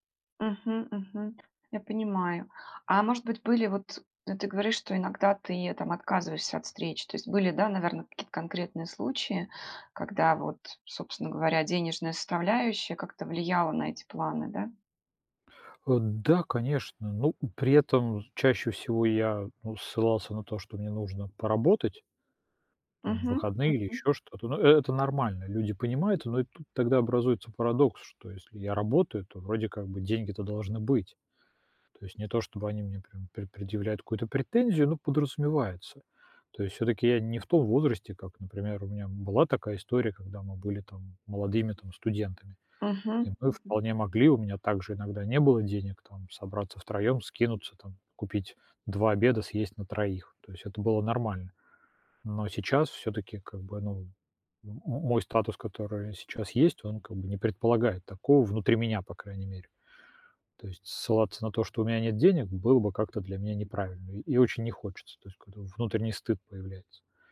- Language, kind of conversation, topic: Russian, advice, Как справляться с неловкостью из-за разницы в доходах среди знакомых?
- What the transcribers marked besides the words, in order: none